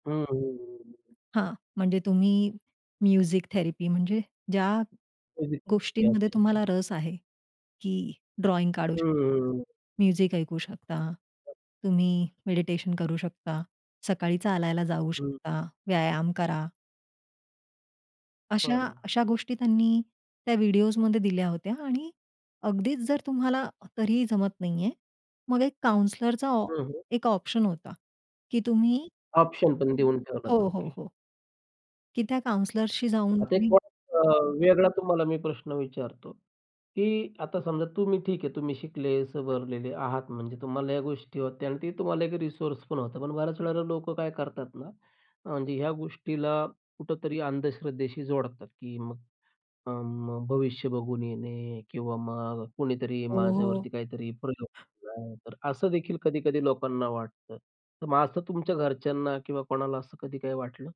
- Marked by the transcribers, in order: other noise; in English: "म्युझिक थेरपी"; in English: "म्युझिक थेरपी"; in English: "ड्रॉइंग"; in English: "म्युझिक"; other background noise; in English: "रिसोर्स"
- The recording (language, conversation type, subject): Marathi, podcast, मानसिक थकवा